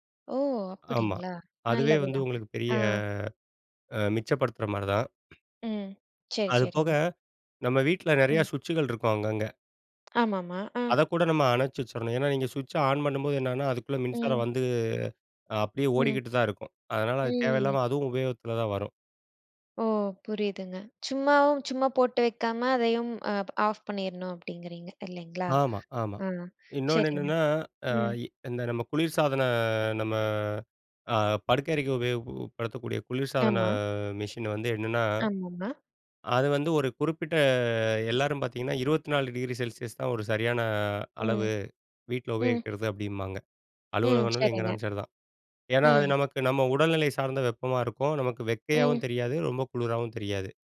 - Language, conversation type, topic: Tamil, podcast, வீட்டில் மின்சாரம் சேமிக்க எளிய வழிகள் என்னென்ன?
- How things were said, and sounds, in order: other noise; in English: "ஸ்விட்ச் ஆன்"; other background noise